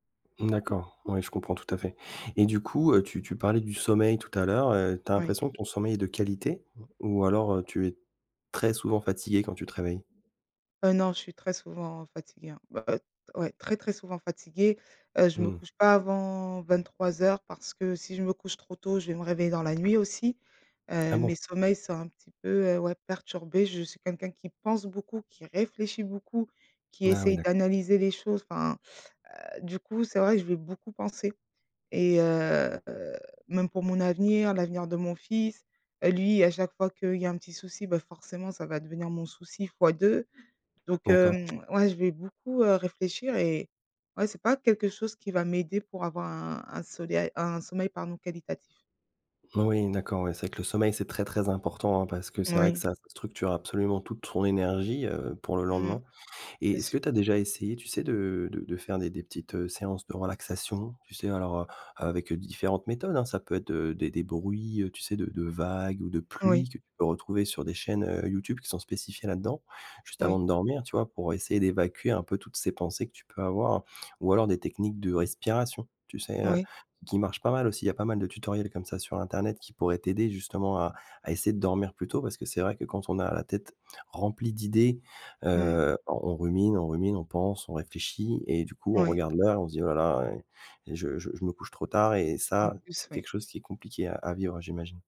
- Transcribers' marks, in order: other background noise; unintelligible speech
- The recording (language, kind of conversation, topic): French, advice, Pourquoi ma routine matinale chaotique me fait-elle commencer la journée en retard ?
- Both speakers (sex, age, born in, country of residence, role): female, 35-39, France, France, user; male, 40-44, France, France, advisor